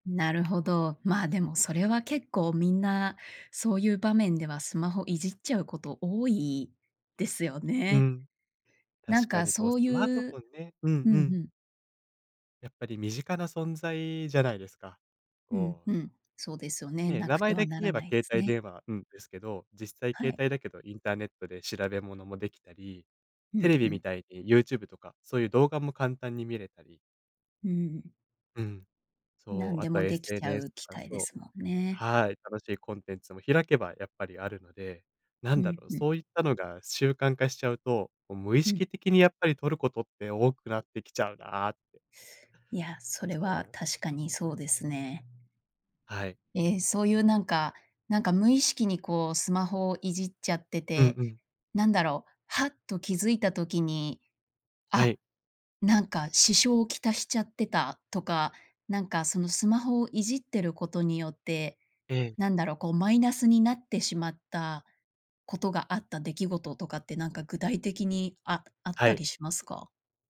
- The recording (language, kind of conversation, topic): Japanese, podcast, スマホ依存を感じたらどうしますか？
- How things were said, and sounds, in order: none